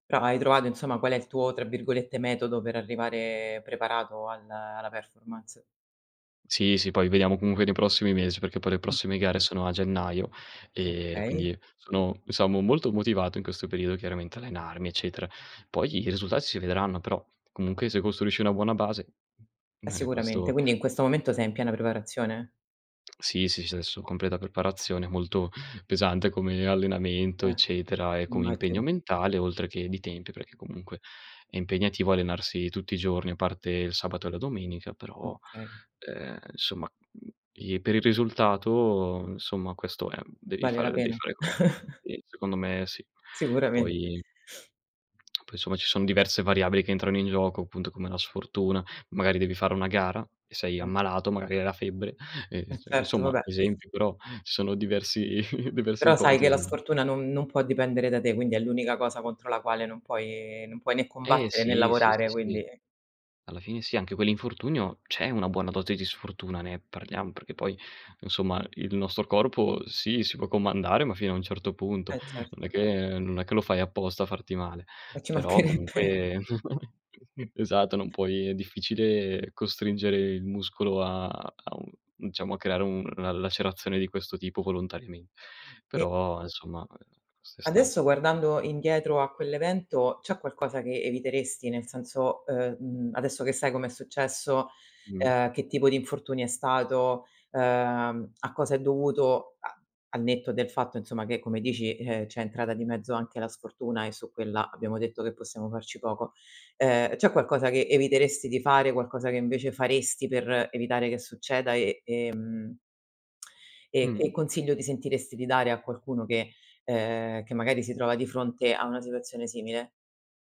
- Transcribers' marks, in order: "Però" said as "pro"; "insomma" said as "insoma"; in English: "performance"; "diciamo" said as "disamo"; "insomma" said as "nsomma"; chuckle; laughing while speaking: "Sicuramen"; tongue click; chuckle; laughing while speaking: "mancherebbe!"; chuckle; "esatto" said as "esato"; "diciamo" said as "ciamo"; "questo" said as "st"; tsk
- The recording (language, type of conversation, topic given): Italian, podcast, Raccontami di un fallimento che si è trasformato in un'opportunità?